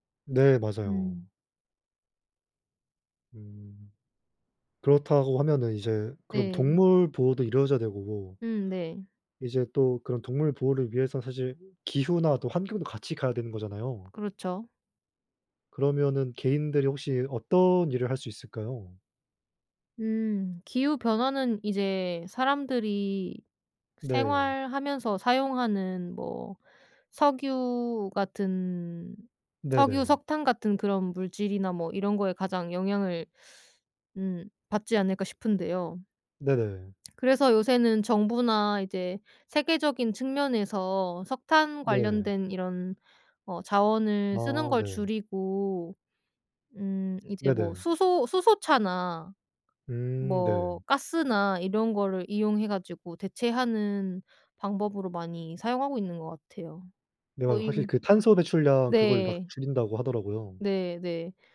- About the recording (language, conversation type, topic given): Korean, unstructured, 기후 변화로 인해 사라지는 동물들에 대해 어떻게 느끼시나요?
- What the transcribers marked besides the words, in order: other background noise; tapping